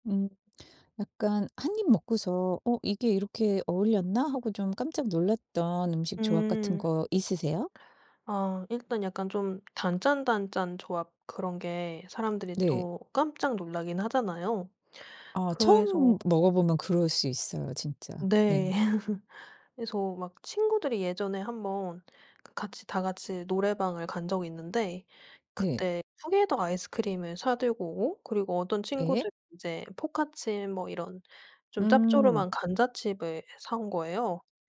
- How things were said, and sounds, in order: other background noise; laugh; tapping
- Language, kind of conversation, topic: Korean, podcast, 한 입 먹고 깜짝 놀랐던 음식 조합이 있나요?